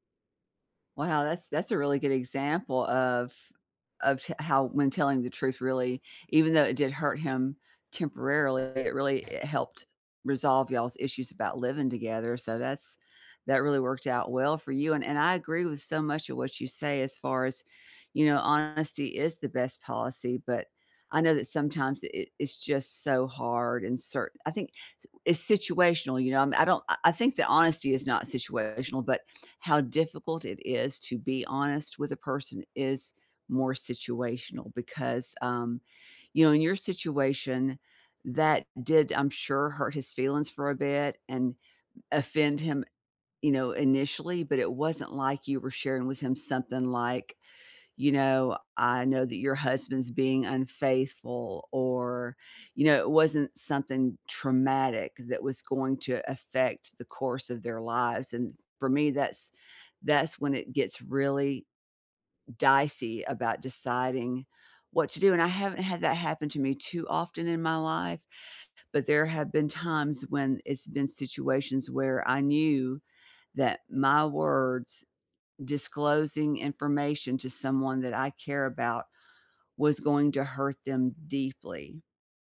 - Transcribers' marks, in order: other background noise; tapping
- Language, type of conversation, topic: English, unstructured, How do you feel about telling the truth when it hurts someone?